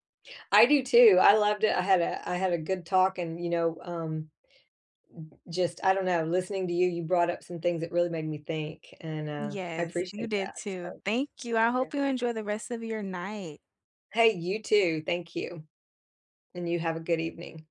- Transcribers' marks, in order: none
- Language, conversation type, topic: English, unstructured, Why do some people stay in unhealthy relationships?
- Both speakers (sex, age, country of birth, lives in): female, 20-24, United States, United States; female, 60-64, United States, United States